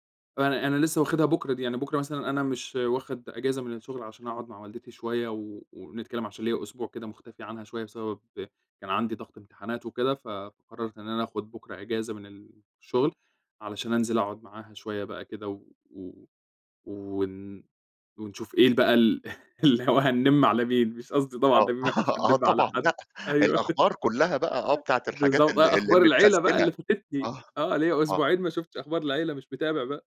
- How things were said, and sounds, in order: laughing while speaking: "اللي هو هنَنِم على مين … مش متابِع بقى"; laughing while speaking: "آه طبعًا، لأ، الأخبار كلّها … اللي متخزِّنة. آه"; giggle
- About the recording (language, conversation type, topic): Arabic, podcast, ما معنى التوازن بين الشغل والحياة بالنسبة لك؟